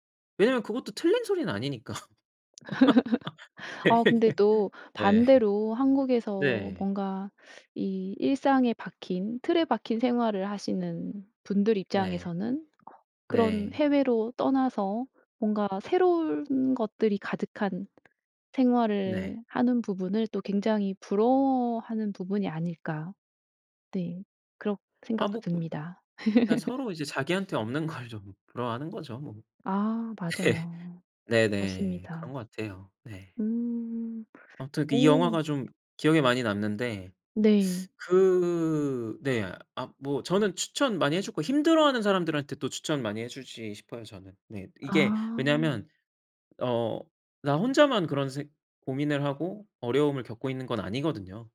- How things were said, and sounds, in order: tapping; laugh; laugh; laughing while speaking: "네"; other background noise; laugh; laughing while speaking: "걸 좀"; laugh
- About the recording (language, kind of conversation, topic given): Korean, podcast, 최근에 본 영화 중 가장 인상 깊었던 건 뭐예요?